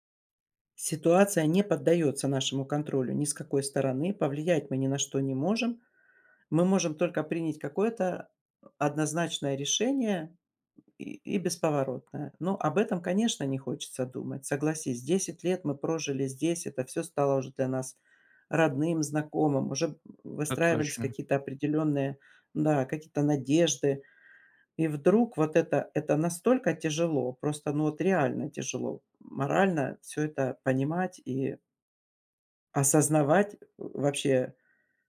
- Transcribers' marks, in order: none
- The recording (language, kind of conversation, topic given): Russian, advice, Как мне сменить фокус внимания и принять настоящий момент?